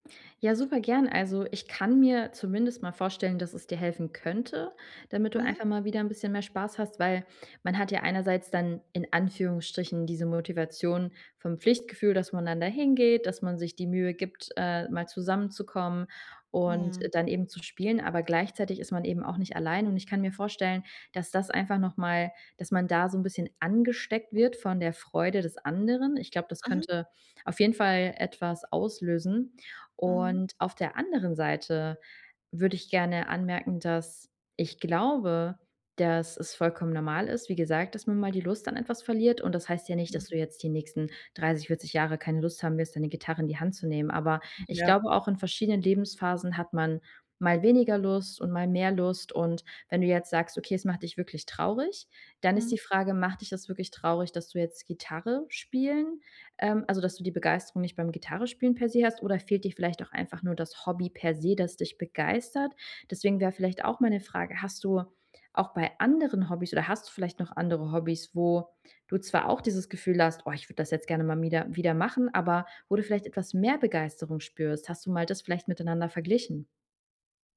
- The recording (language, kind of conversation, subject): German, advice, Wie kann ich mein Pflichtgefühl in echte innere Begeisterung verwandeln?
- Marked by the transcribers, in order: other background noise; tapping